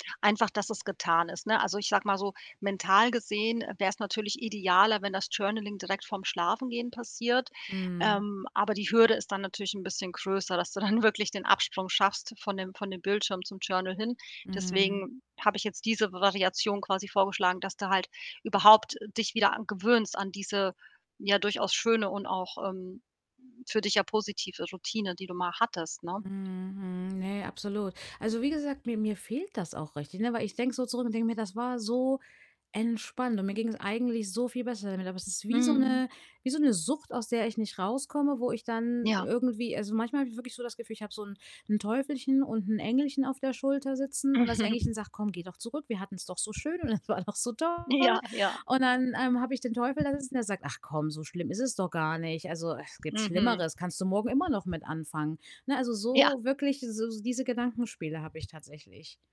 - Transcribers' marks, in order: static; distorted speech; laughing while speaking: "dann"; chuckle; tapping; laughing while speaking: "Ja"; laughing while speaking: "das war doch"; other background noise
- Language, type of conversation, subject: German, advice, Warum fällt es dir abends schwer, digitale Geräte auszuschalten, und wie beeinträchtigt das deinen Schlaf?
- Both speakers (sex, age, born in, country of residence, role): female, 35-39, Germany, Netherlands, user; female, 40-44, Germany, Portugal, advisor